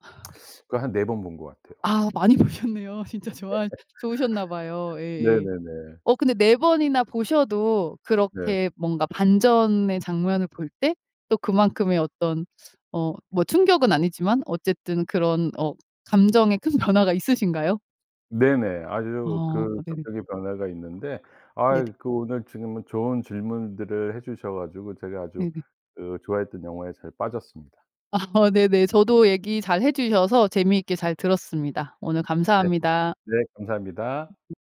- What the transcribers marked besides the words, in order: lip smack; teeth sucking; laughing while speaking: "보셨네요"; laugh; laughing while speaking: "변화가"; laughing while speaking: "어"; other background noise
- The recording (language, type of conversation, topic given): Korean, podcast, 가장 좋아하는 영화와 그 이유는 무엇인가요?